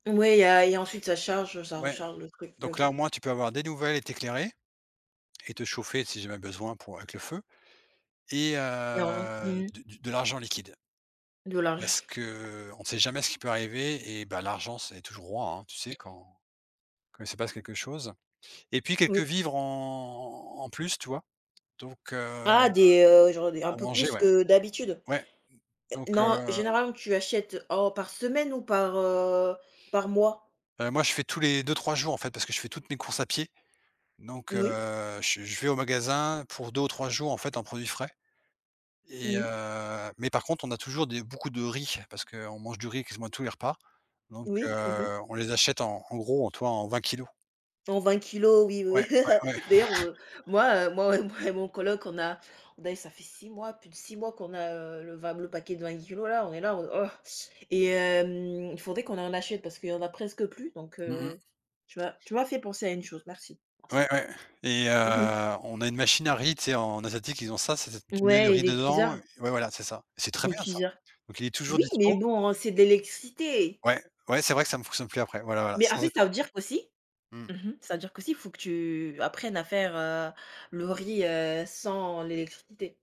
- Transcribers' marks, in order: unintelligible speech; other background noise; laughing while speaking: "l'argent"; tapping; drawn out: "en"; chuckle; stressed: "très"
- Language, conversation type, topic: French, unstructured, Quelle invention historique te semble la plus importante dans notre vie aujourd’hui ?